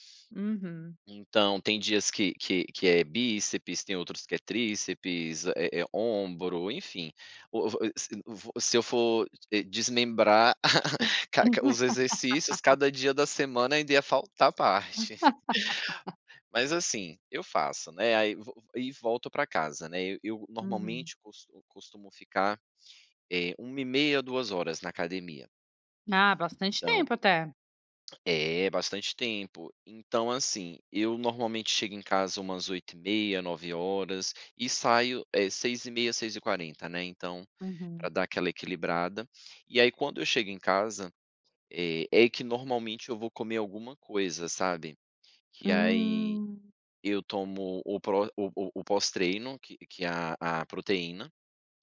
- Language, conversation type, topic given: Portuguese, podcast, Como é sua rotina matinal para começar bem o dia?
- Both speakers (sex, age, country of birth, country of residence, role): female, 35-39, Brazil, Italy, host; male, 35-39, Brazil, Netherlands, guest
- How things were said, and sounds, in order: chuckle; laugh; laugh